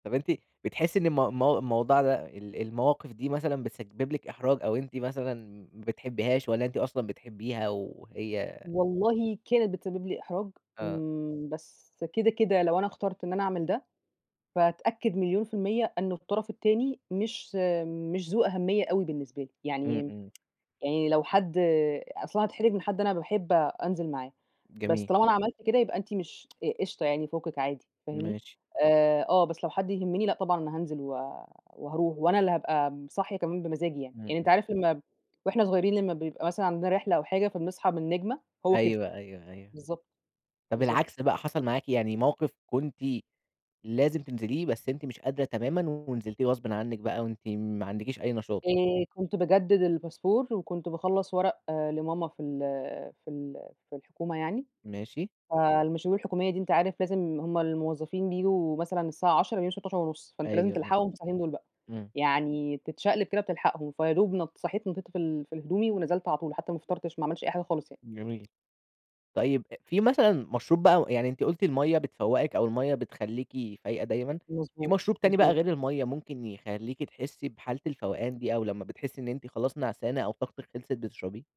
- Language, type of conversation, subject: Arabic, podcast, ازاي بتحافظ على نشاطك طول اليوم؟
- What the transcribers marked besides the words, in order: other background noise; tsk; tsk; in English: "الباسبور"; tapping